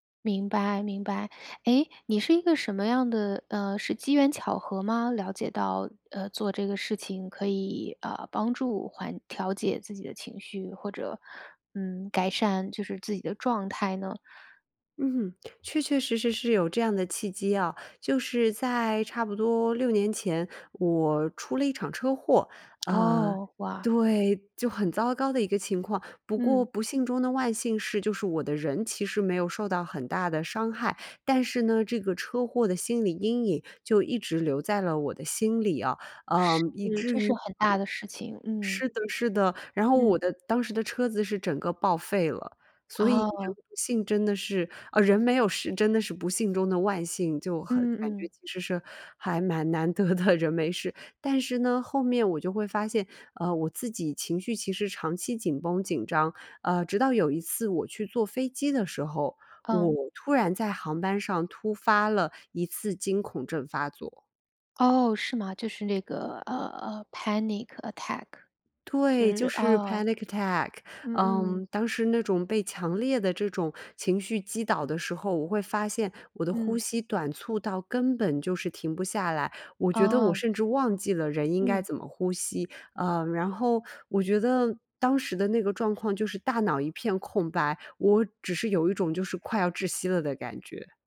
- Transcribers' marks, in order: tsk; other noise; unintelligible speech; laughing while speaking: "蛮难得的"; in English: "Panic Attack"; in English: "Panic Attack"; tapping
- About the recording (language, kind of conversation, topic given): Chinese, podcast, 简单说说正念呼吸练习怎么做？